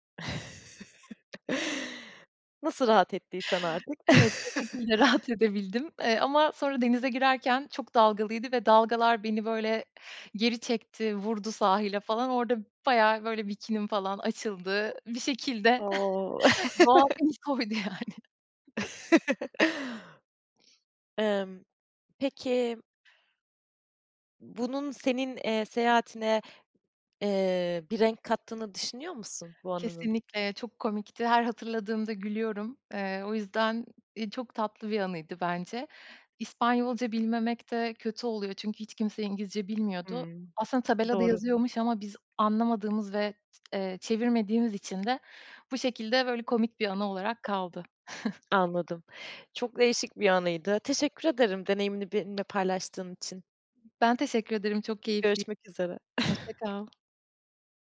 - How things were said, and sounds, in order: chuckle; chuckle; chuckle; other background noise; chuckle; laughing while speaking: "doğa beni soydu, yani"; tapping; giggle; chuckle
- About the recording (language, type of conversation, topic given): Turkish, podcast, En unutulmaz seyahatini nasıl geçirdin, biraz anlatır mısın?